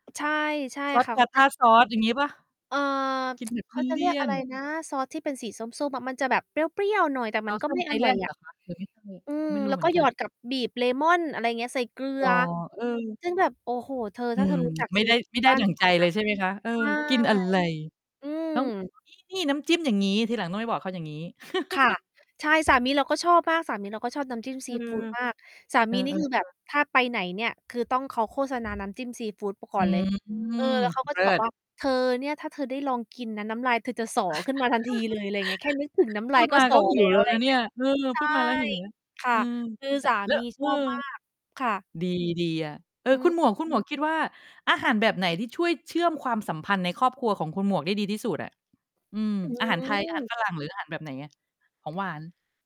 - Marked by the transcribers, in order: distorted speech; tsk; background speech; tapping; chuckle; other background noise; mechanical hum; chuckle
- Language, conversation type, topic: Thai, unstructured, อาหารแบบไหนที่ทำให้คุณคิดถึงบ้านมากที่สุด?